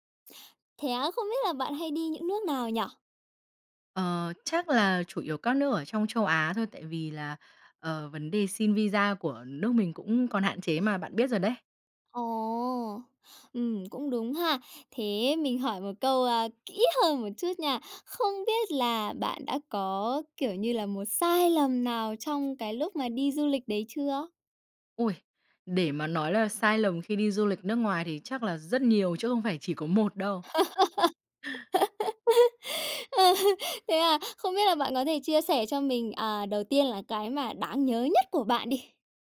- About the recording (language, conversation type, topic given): Vietnamese, podcast, Bạn có thể kể về một sai lầm khi đi du lịch và bài học bạn rút ra từ đó không?
- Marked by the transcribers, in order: tapping; in English: "visa"; other background noise; sniff; laugh; laughing while speaking: "Ơ"; laughing while speaking: "một đâu"; chuckle